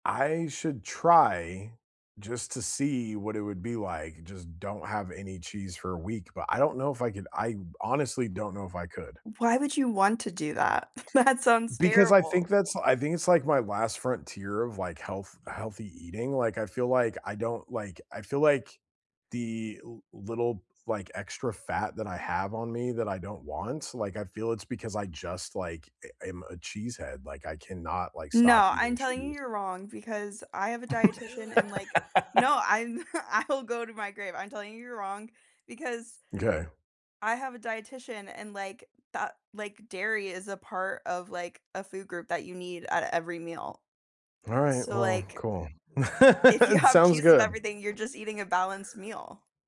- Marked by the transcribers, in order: other background noise; chuckle; laughing while speaking: "That"; laugh; chuckle; laughing while speaking: "I'll"; laughing while speaking: "If you have"; laugh
- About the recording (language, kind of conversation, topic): English, unstructured, What’s your go-to comfort food?